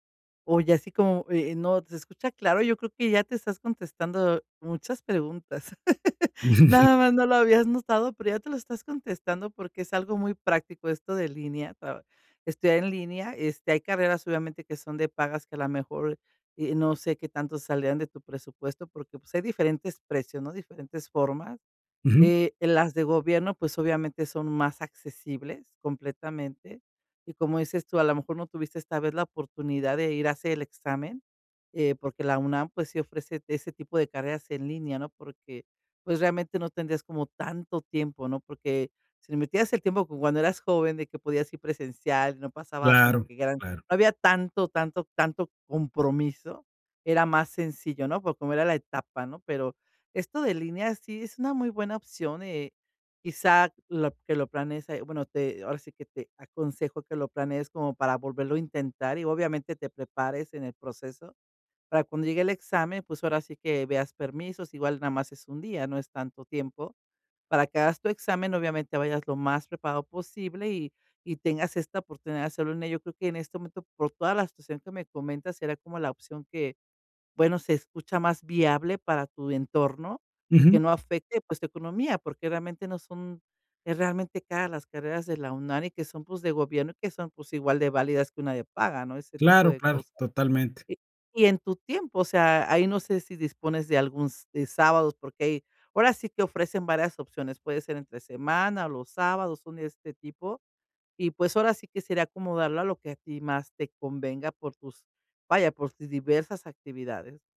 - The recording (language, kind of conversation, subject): Spanish, advice, ¿Cómo puedo decidir si volver a estudiar o iniciar una segunda carrera como adulto?
- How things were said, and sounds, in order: chuckle